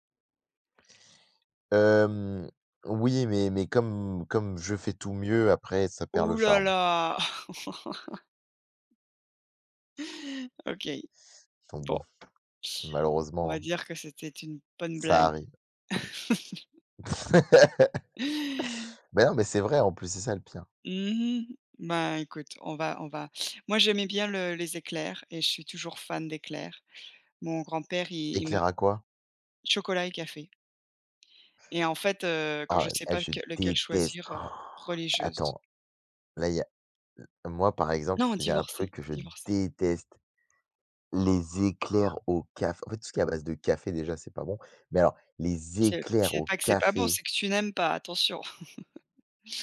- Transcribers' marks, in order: laugh; tapping; chuckle; laugh; gasp; stressed: "éclairs au café"; laugh
- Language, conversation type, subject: French, unstructured, Quels sont vos desserts préférés, et pourquoi ?